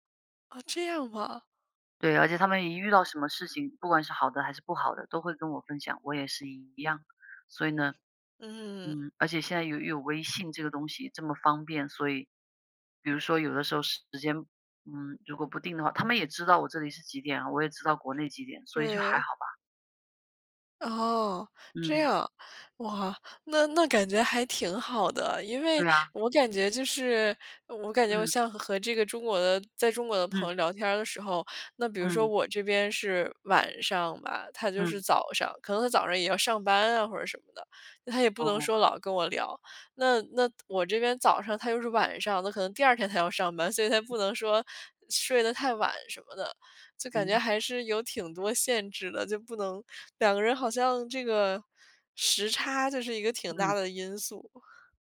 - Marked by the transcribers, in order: other background noise
- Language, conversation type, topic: Chinese, unstructured, 朋友之间如何保持长久的友谊？